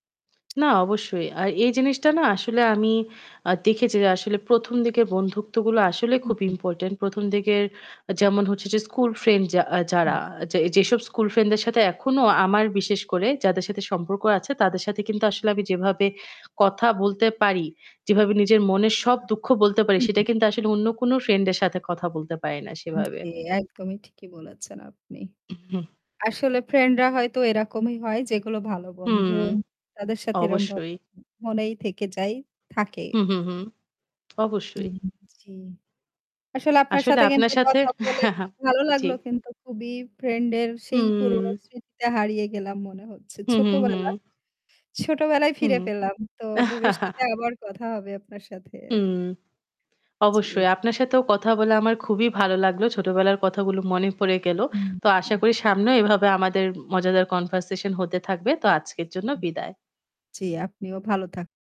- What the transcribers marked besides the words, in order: static; tapping; distorted speech; chuckle; horn
- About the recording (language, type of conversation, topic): Bengali, unstructured, আপনার জীবনের প্রথম বন্ধুত্বের গল্প কী?